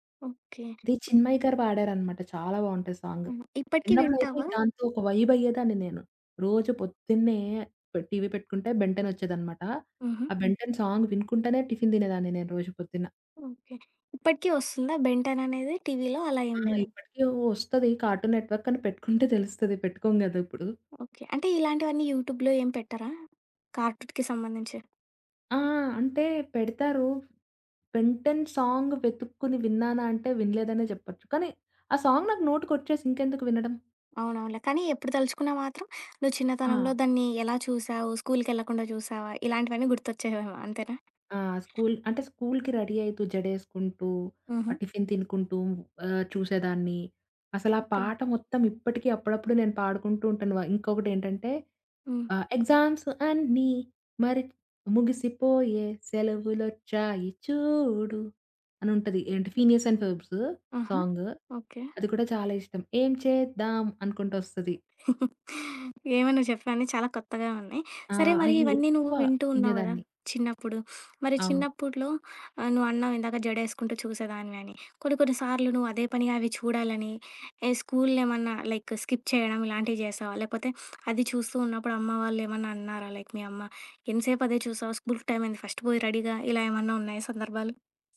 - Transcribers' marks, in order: other background noise; tapping; in English: "టీవీ"; in English: "సాంగ్"; in English: "టిఫిన్"; in English: "టీవీలో"; in English: "కార్టూన్ నెట్‌వర్క్"; giggle; in English: "యూట్యూబ్‌లో"; in English: "సాంగ్"; in English: "సాంగ్"; in English: "రెడీ"; in English: "టిఫిన్"; singing: "ఎగ్జామ్స్ అన్ని మరి ముగిసిపోయే సెలవులొచ్చాయి చూడు"; in English: "ఎగ్జామ్స్"; in English: "ఫీనీర్స్ అండ్ ఫోర్బ్స్"; chuckle; sniff; in English: "లైక్ స్కిప్"; sniff; in English: "లైక్"; in English: "ఫస్ట్"; in English: "రెడీగా"
- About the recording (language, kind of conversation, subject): Telugu, podcast, మీ చిన్నప్పటి జ్ఞాపకాలను వెంటనే గుర్తుకు తెచ్చే పాట ఏది, అది ఎందుకు గుర్తొస్తుంది?